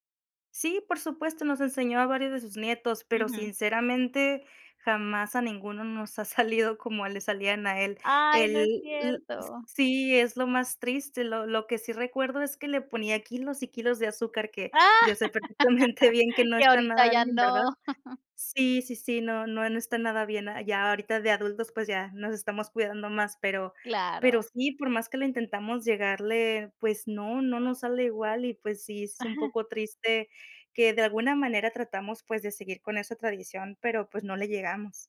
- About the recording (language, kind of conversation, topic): Spanish, podcast, ¿Tienes algún plato que aprendiste de tus abuelos?
- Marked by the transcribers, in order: laughing while speaking: "salido"; laugh; chuckle